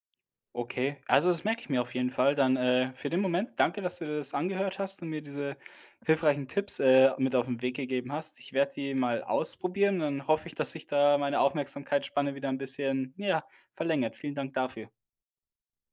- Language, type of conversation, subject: German, advice, Wie raubt dir ständiges Multitasking Produktivität und innere Ruhe?
- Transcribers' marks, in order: none